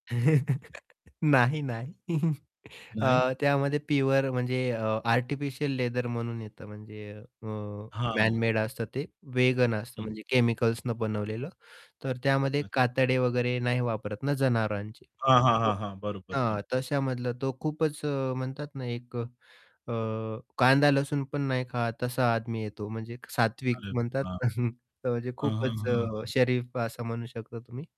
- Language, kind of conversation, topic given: Marathi, podcast, एआय आपल्या रोजच्या निर्णयांवर कसा परिणाम करेल?
- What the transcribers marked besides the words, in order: static; chuckle; laughing while speaking: "नाही, नाही"; chuckle; other background noise; in English: "वेगन"; distorted speech; unintelligible speech; chuckle